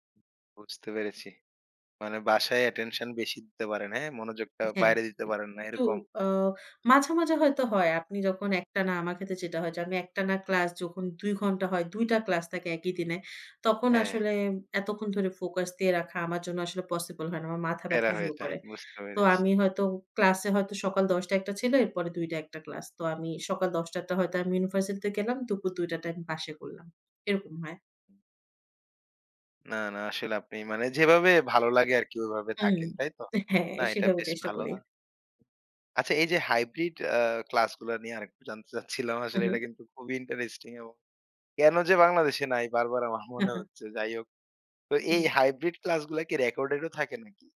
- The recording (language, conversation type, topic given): Bengali, podcast, অনলাইন শিক্ষার অভিজ্ঞতা আপনার কেমন হয়েছে?
- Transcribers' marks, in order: other background noise; stressed: "যেভাবে ভালো লাগে আরকি"; in English: "hybrid"; laughing while speaking: "আসলে এটা কিন্তু খুবই ইন্টারেস্টিং"; laughing while speaking: "মনে হচ্ছে যাই হোক"; in English: "hybrid"